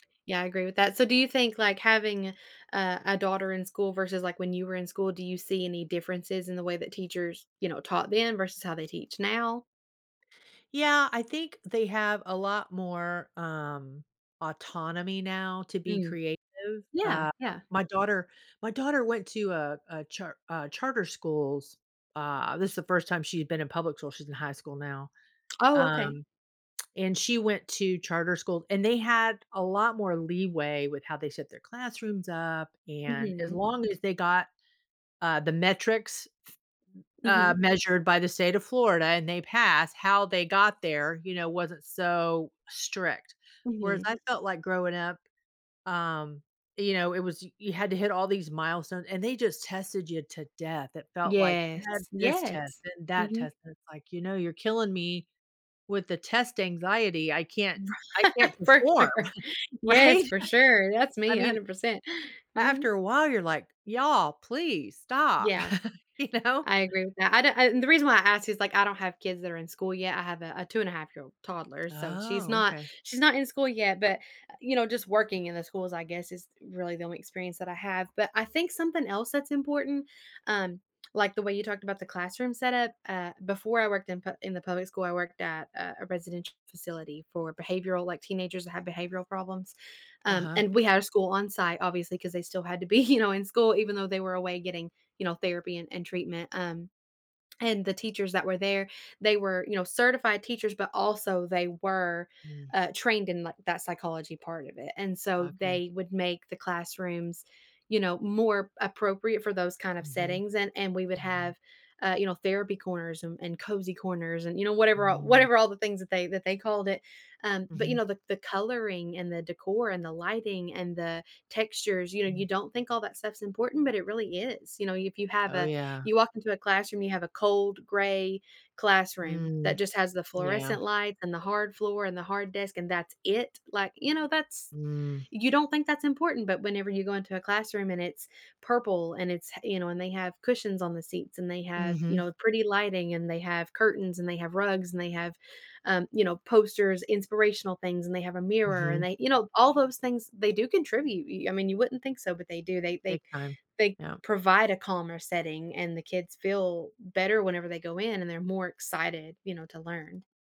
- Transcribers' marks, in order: other background noise; lip smack; tapping; laughing while speaking: "Right? For sure"; chuckle; laughing while speaking: "Right?"; chuckle; laughing while speaking: "You know?"; laughing while speaking: "be"
- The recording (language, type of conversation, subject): English, unstructured, What makes a good teacher in your opinion?